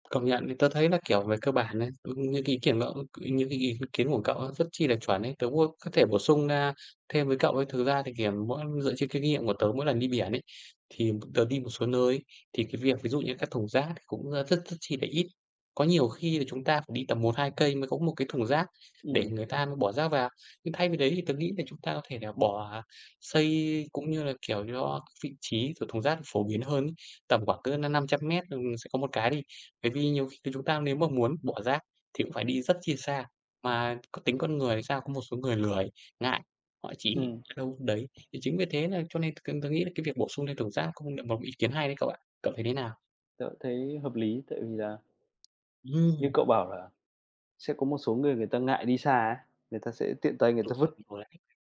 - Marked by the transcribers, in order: tapping; other background noise; unintelligible speech
- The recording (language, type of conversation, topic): Vietnamese, unstructured, Bạn cảm thấy thế nào khi nhìn thấy biển ngập rác thải nhựa?